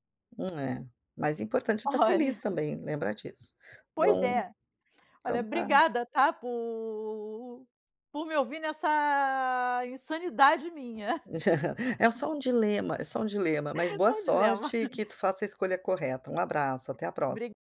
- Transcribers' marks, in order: tongue click; laughing while speaking: "Olha"; tapping; chuckle; chuckle
- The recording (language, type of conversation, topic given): Portuguese, advice, Como posso mudar meu visual ou estilo sem temer a reação social?